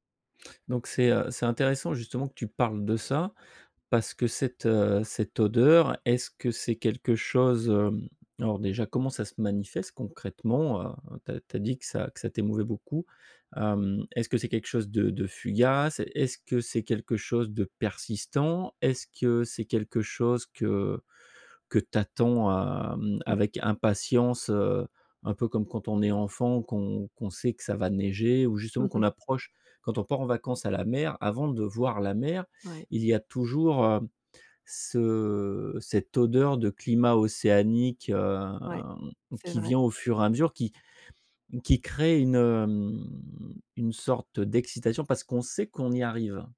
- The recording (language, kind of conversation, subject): French, podcast, Quel parfum ou quelle odeur te ramène instantanément en enfance ?
- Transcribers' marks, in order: none